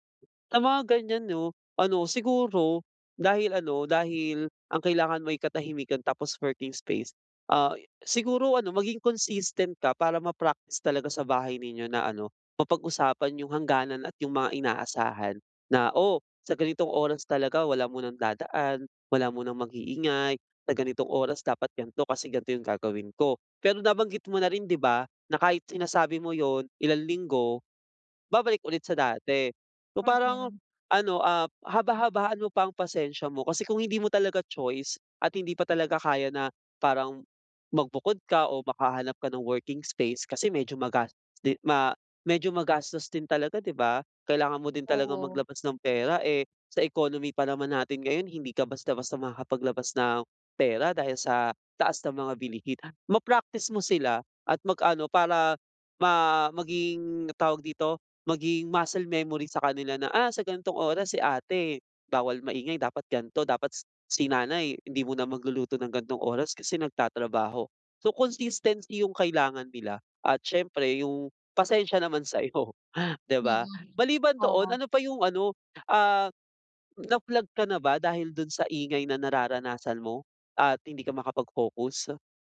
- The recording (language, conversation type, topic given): Filipino, advice, Paano ako makakapagpokus sa bahay kung maingay at madalas akong naaabala ng mga kaanak?
- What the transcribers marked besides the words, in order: tapping; in English: "working space"; in English: "working space"; other background noise; in English: "muscle memory"; laughing while speaking: "sa 'yo, 'di ba?"